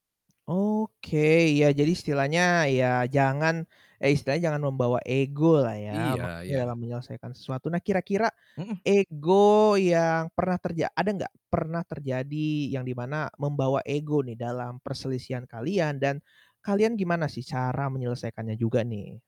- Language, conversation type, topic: Indonesian, podcast, Bagaimana cara bilang “aku butuh ruang” ke pasangan tanpa menyakitinya?
- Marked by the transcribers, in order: other background noise; static; distorted speech; tapping